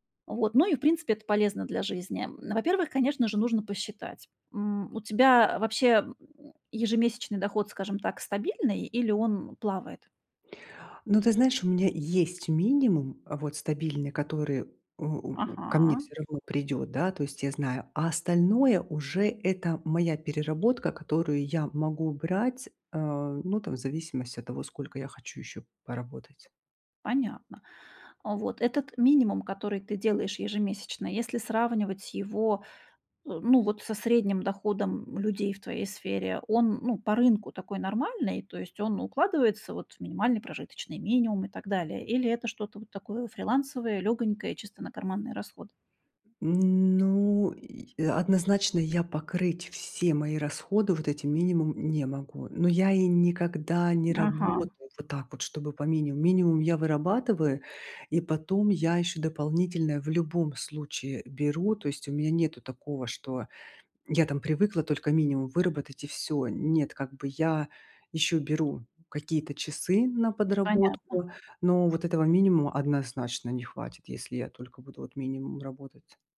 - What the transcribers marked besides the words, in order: tapping
- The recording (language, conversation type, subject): Russian, advice, Как лучше управлять ограниченным бюджетом стартапа?